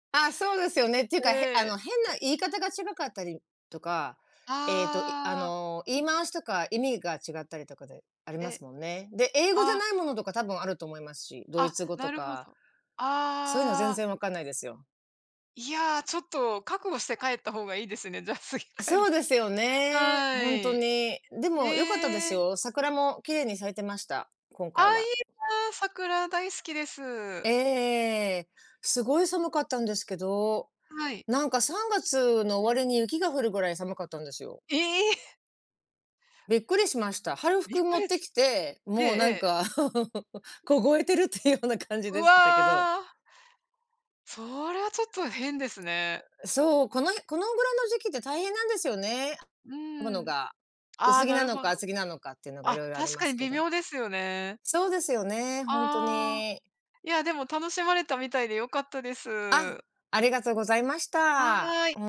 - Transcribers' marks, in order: other background noise; chuckle; laughing while speaking: "っていうような感じ"; groan; tapping
- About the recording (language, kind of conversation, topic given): Japanese, unstructured, 通学・通勤に使うなら、電車とバスのどちらがより便利ですか？